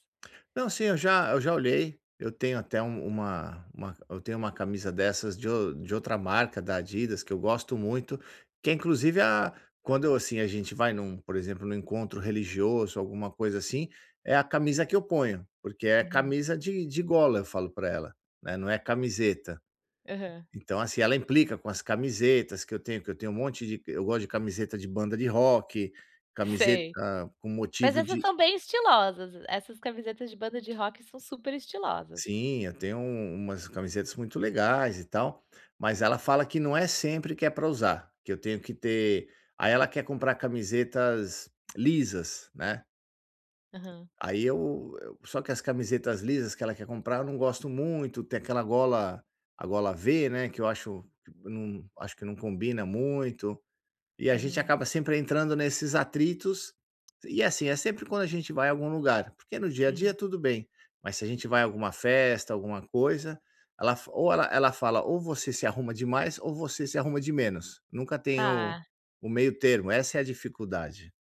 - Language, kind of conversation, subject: Portuguese, advice, Como posso escolher roupas que me façam sentir bem?
- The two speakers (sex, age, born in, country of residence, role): female, 35-39, Brazil, United States, advisor; male, 50-54, Brazil, United States, user
- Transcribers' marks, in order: tapping; other background noise